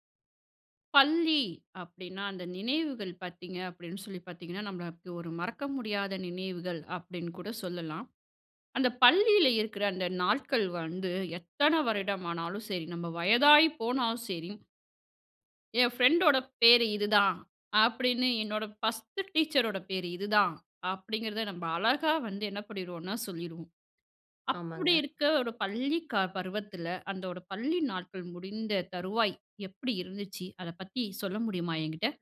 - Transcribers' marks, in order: other background noise
- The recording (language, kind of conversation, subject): Tamil, podcast, பள்ளி முடித்த நாளைப் பற்றி சொல்லுவாயா?